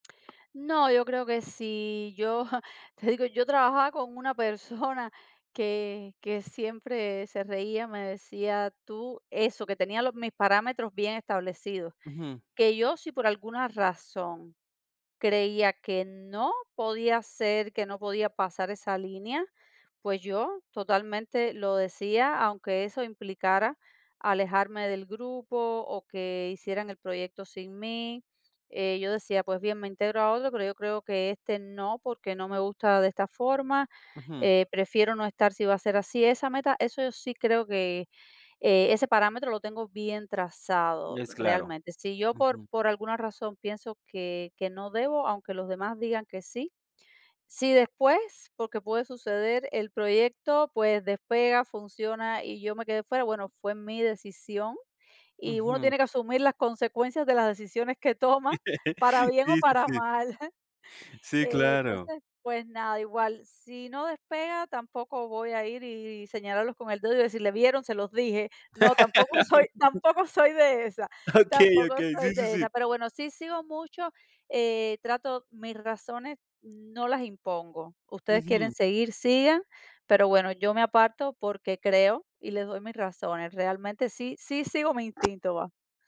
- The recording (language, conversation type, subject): Spanish, podcast, ¿Qué te aporta colaborar con otras personas?
- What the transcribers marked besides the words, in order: laugh; laughing while speaking: "bien"; laugh; laughing while speaking: "Okey"